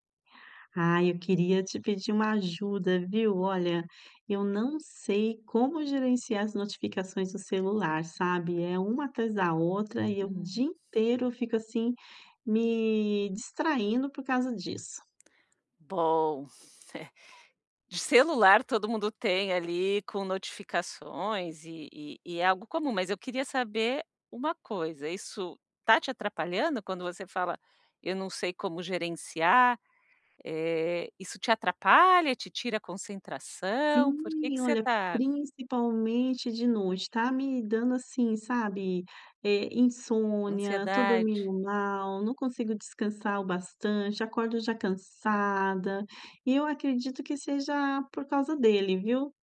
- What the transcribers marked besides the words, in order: tapping
- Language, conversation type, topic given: Portuguese, advice, Como posso reduzir as notificações e interrupções antes de dormir para descansar melhor?